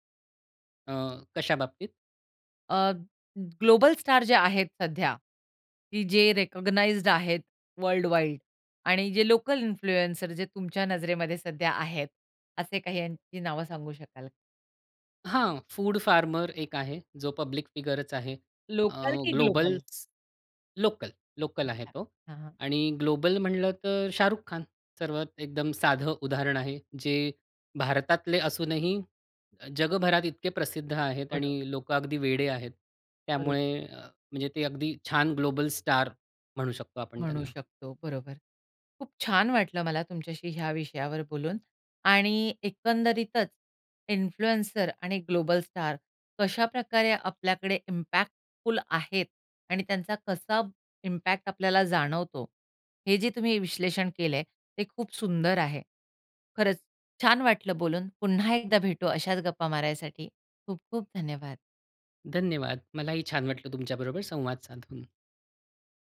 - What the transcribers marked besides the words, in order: in English: "ग्लोबल"; in English: "रेकग्नाइज्ड"; in English: "वर्ल्ड वाईड"; in English: "इन्फ्लुएन्सर"; in English: "फूड फार्मर"; in English: "पब्लिक फिगरच"; in English: "ग्लोबल?"; in English: "ग्लोबल्स"; in English: "ग्लोबल"; in English: "ग्लोबल"; tapping; in English: "इन्फ्लुएन्सर"; in English: "ग्लोबल"; in English: "इम्पॅक्टफुल"; in English: "इम्पॅक्ट"
- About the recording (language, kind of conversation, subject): Marathi, podcast, लोकल इन्फ्लुएंसर आणि ग्लोबल स्टारमध्ये फरक कसा वाटतो?